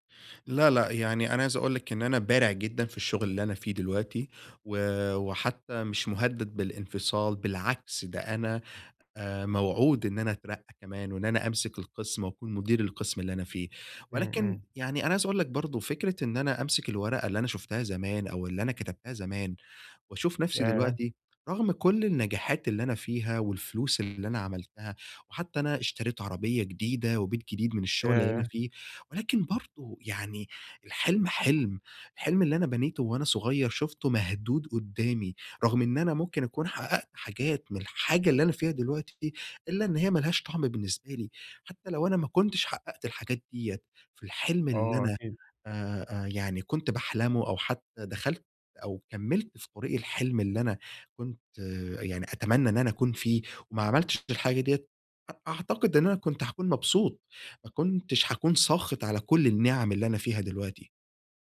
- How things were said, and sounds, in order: none
- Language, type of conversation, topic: Arabic, advice, إزاي أتعامل مع إنّي سيبت أمل في المستقبل كنت متعلق بيه؟